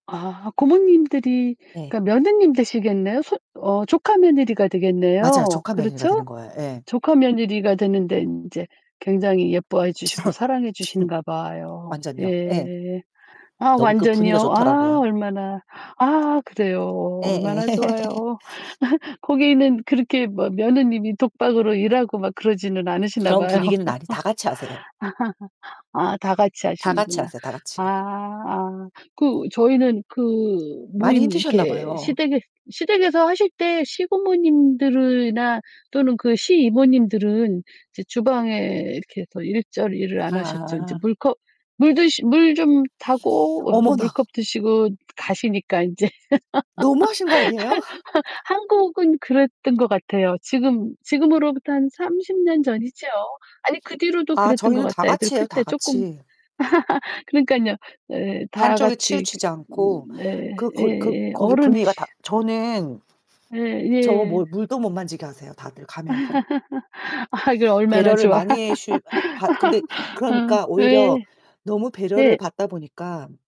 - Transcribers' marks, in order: other background noise; tapping; distorted speech; cough; laugh; laugh; laugh; laughing while speaking: "한 한"; laugh; laugh; laughing while speaking: "아 이게 얼마나 좋아"; laugh
- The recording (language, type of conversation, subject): Korean, unstructured, 가장 행복했던 가족 모임은 언제였고, 그때 어떤 일이 있었나요?